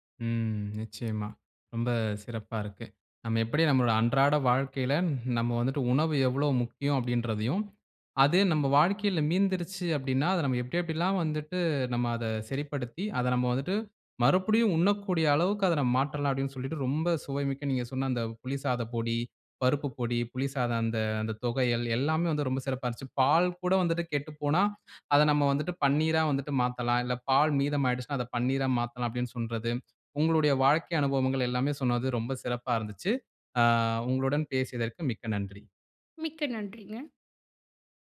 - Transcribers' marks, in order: none
- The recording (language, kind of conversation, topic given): Tamil, podcast, மீதமுள்ள உணவுகளை எப்படிச் சேமித்து, மறுபடியும் பயன்படுத்தி அல்லது பிறருடன் பகிர்ந்து கொள்கிறீர்கள்?